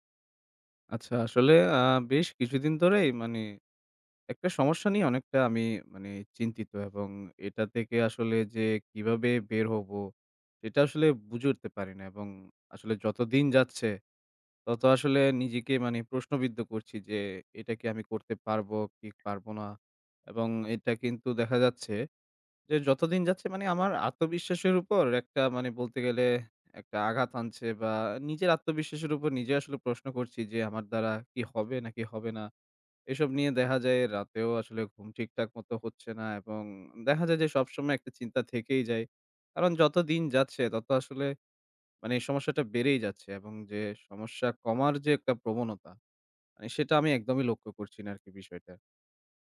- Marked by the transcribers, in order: "মানে" said as "মানি"; tapping; other background noise
- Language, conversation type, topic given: Bengali, advice, ফোন দেখা কমানোর অভ্যাস গড়তে আপনার কি কষ্ট হচ্ছে?